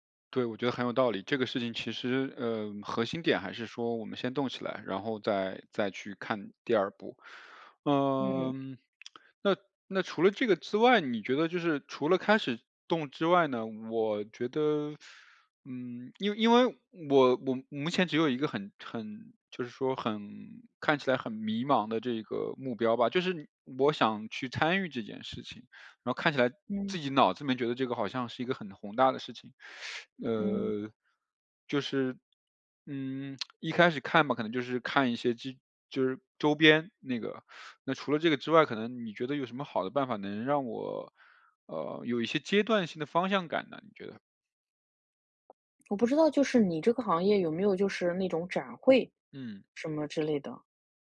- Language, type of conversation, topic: Chinese, advice, 我如何把担忧转化为可执行的行动？
- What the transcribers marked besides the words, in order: teeth sucking; teeth sucking; lip smack; teeth sucking